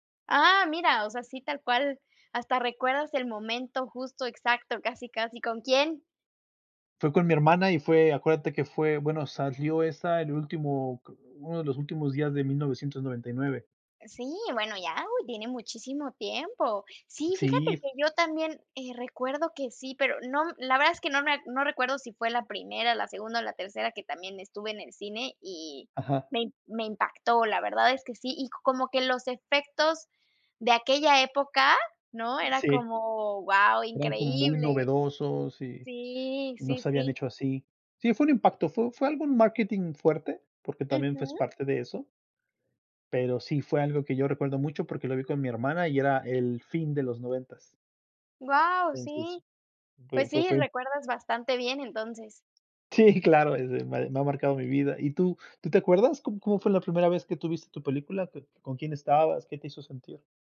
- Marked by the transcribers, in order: none
- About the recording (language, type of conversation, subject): Spanish, unstructured, ¿Cuál es tu película favorita y por qué te gusta tanto?